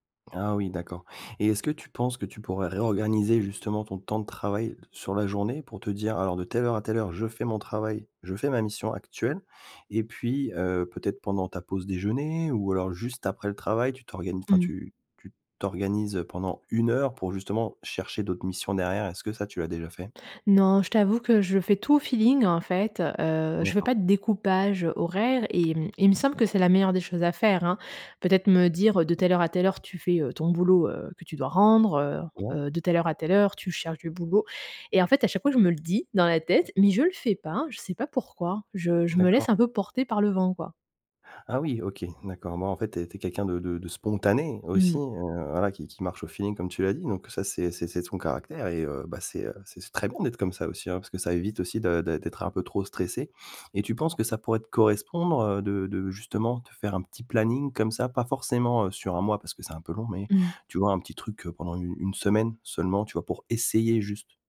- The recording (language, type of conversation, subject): French, advice, Comment puis-je prioriser mes tâches quand tout semble urgent ?
- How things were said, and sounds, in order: stressed: "spontané"; stressed: "essayer"